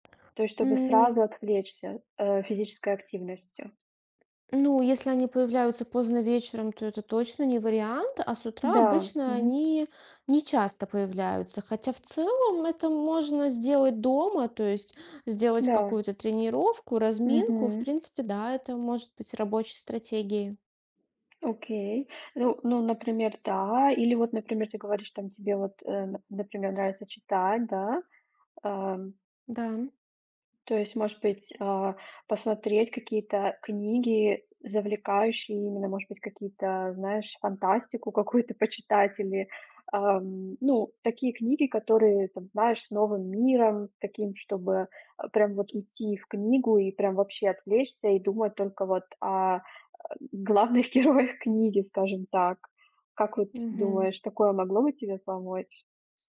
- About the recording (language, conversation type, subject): Russian, advice, Как проявляются навязчивые мысли о здоровье и страх заболеть?
- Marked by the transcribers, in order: tapping; other background noise; laughing while speaking: "главных героях книги"